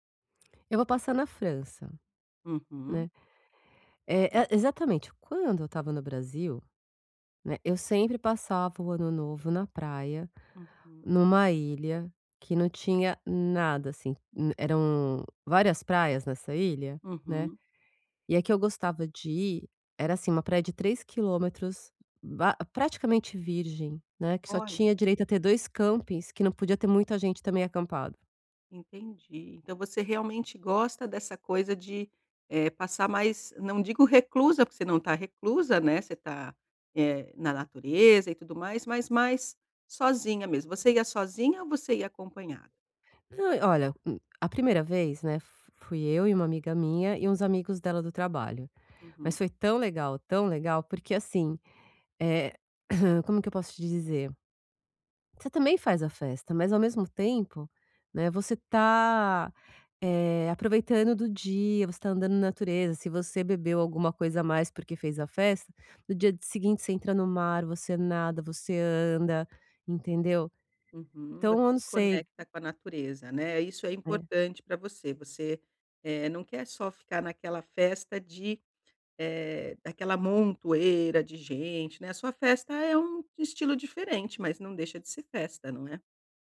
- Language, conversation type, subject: Portuguese, advice, Como conciliar planos festivos quando há expectativas diferentes?
- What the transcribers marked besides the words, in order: other background noise; throat clearing